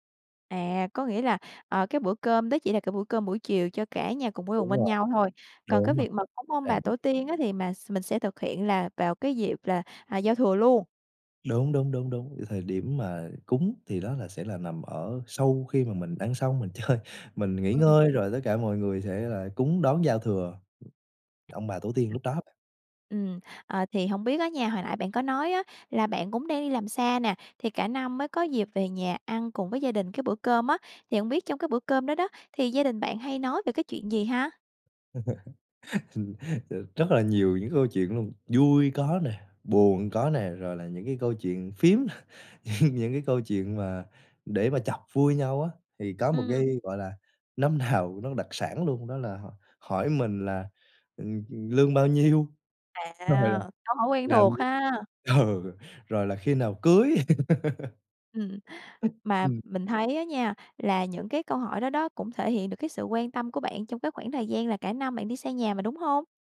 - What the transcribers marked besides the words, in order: tapping; unintelligible speech; laughing while speaking: "chơi"; other noise; other background noise; laugh; laughing while speaking: "nè, những"; laughing while speaking: "rồi là"; laughing while speaking: "Ừ"; laugh; unintelligible speech
- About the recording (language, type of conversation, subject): Vietnamese, podcast, Bạn có thể kể về một bữa ăn gia đình đáng nhớ của bạn không?